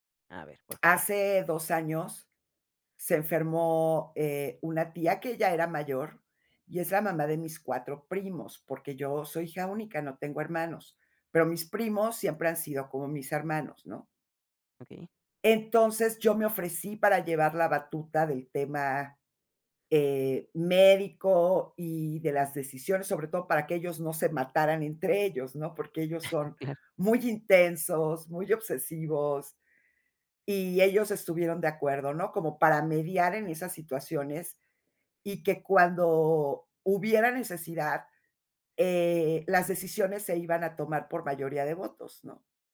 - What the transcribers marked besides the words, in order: chuckle
- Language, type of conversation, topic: Spanish, podcast, ¿Cómo decides cuándo llamar en vez de escribir?